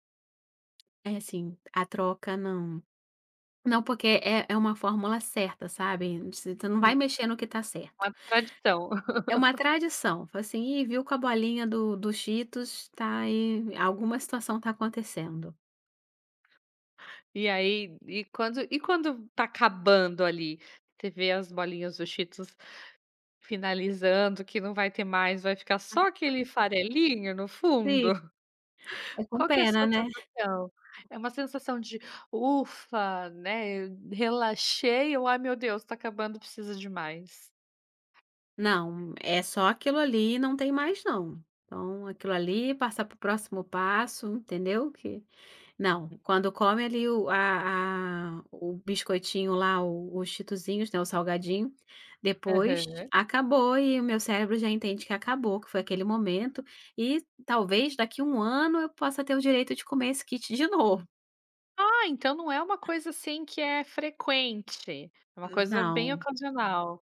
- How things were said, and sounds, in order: tapping; laugh; other background noise; laugh; laugh
- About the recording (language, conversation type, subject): Portuguese, podcast, Que comida te conforta num dia ruim?